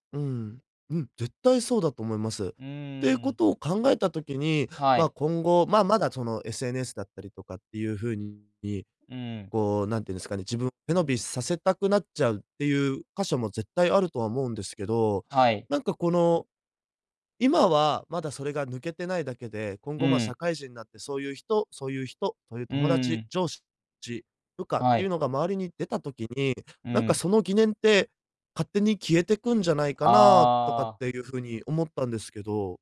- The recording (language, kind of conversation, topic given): Japanese, advice, SNSで見せる自分と実生活のギャップに疲れているのはなぜですか？
- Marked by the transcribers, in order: other background noise